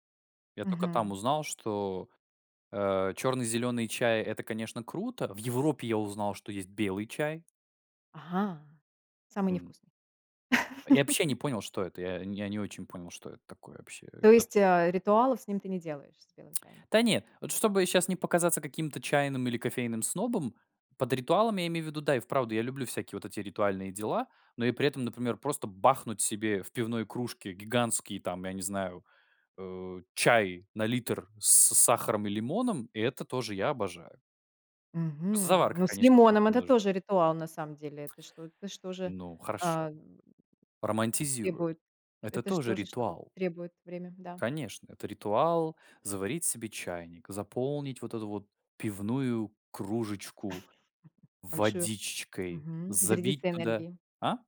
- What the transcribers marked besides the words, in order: laugh; tsk; other background noise; chuckle; "водичкой" said as "водичечкой"
- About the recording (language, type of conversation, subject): Russian, podcast, Какие у вас есть ритуалы чаепития и дружеских посиделок?